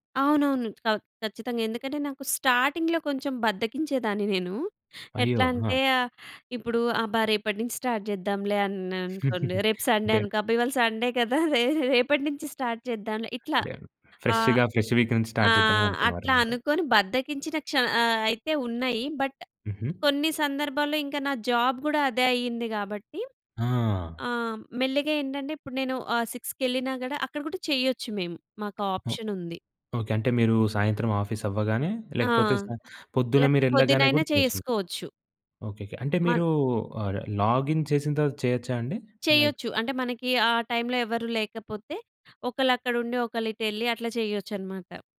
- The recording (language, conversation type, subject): Telugu, podcast, ఇంటి పనులు, బాధ్యతలు ఎక్కువగా ఉన్నప్పుడు హాబీపై ఏకాగ్రతను ఎలా కొనసాగిస్తారు?
- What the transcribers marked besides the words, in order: in English: "స్టార్టింగ్‌లో"; other background noise; in English: "స్టార్ట్"; giggle; "అన్నానుకోండి" said as "అన్‌అనుకోండి"; in English: "సండే"; in English: "సండే"; laughing while speaking: "రే రేపటి నుంచి"; in English: "ఫ్రెష్‌గా, ఫ్రెష్ వీకేండ్ స్టార్ట్"; in English: "స్టార్ట్"; in English: "బట్"; in English: "జాబ్"; in English: "సిక్స్‌కి"; in English: "ఆఫీస్"; unintelligible speech; in English: "లాగిన్"; in English: "లైక్"